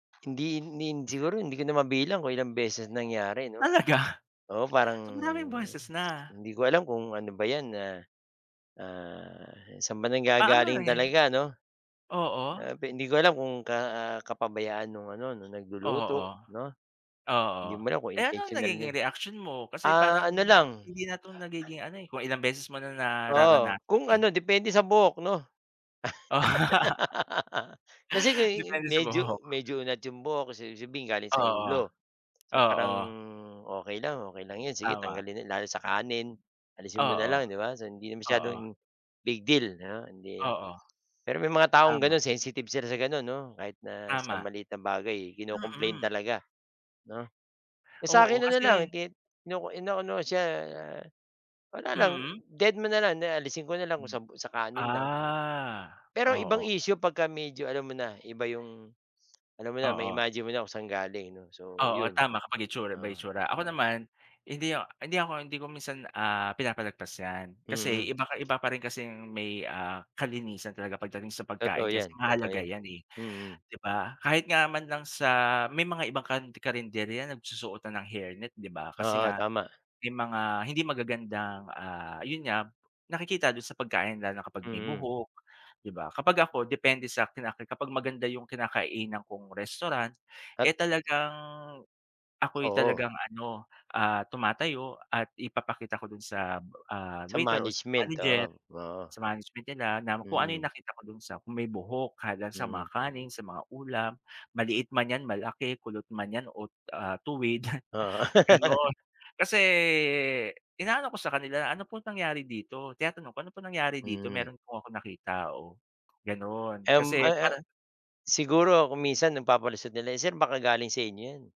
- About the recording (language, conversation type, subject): Filipino, unstructured, Paano ka tumutugon kapag may nakita kang buhok sa pagkain mo?
- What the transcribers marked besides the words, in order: blowing; breath; breath; laugh; other background noise; gasp; blowing; breath; tapping; laugh; breath